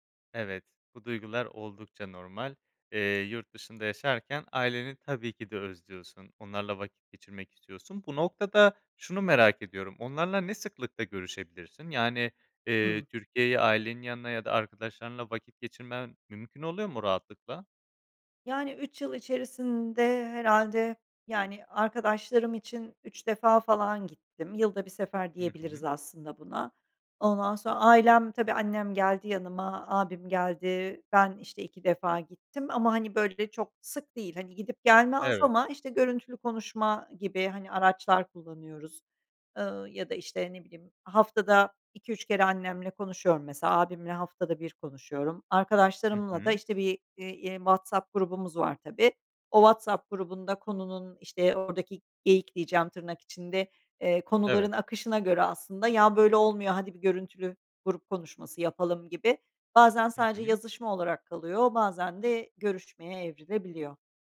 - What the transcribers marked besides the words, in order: tapping; other background noise
- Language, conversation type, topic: Turkish, advice, Eski arkadaşlarınızı ve ailenizi geride bırakmanın yasını nasıl tutuyorsunuz?